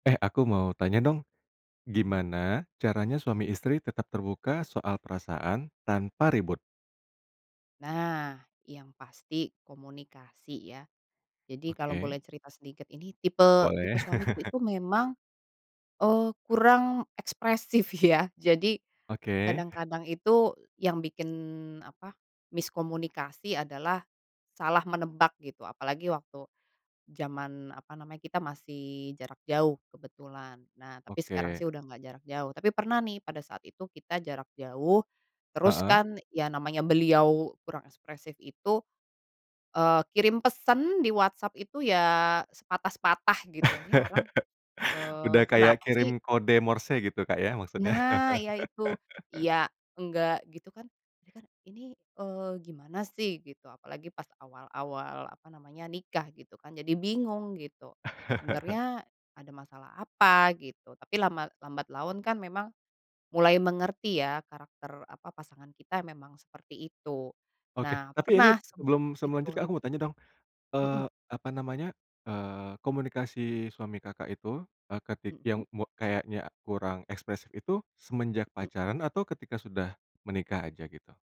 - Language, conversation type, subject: Indonesian, podcast, Bagaimana cara suami istri tetap terbuka tentang perasaan tanpa bertengkar?
- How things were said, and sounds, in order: laugh; tapping; laugh; laugh; laugh; "saya" said as "seme"; other background noise